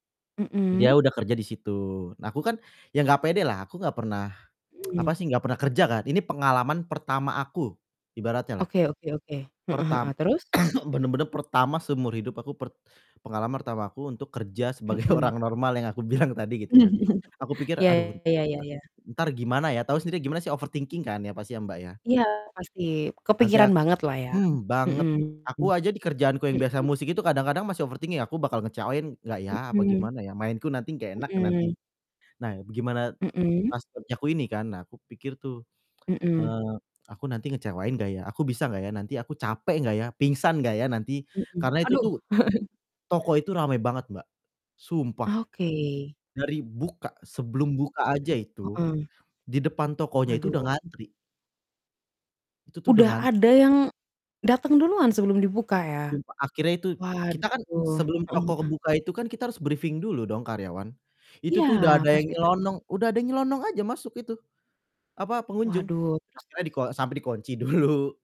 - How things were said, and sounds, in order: tsk; tapping; cough; laughing while speaking: "sebagai"; laughing while speaking: "bilang"; chuckle; distorted speech; in English: "overthinking"; in English: "overthinking"; chuckle; in English: "briefing"; laughing while speaking: "dulu"
- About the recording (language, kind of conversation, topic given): Indonesian, unstructured, Apa hal paling mengejutkan yang kamu pelajari dari pekerjaanmu?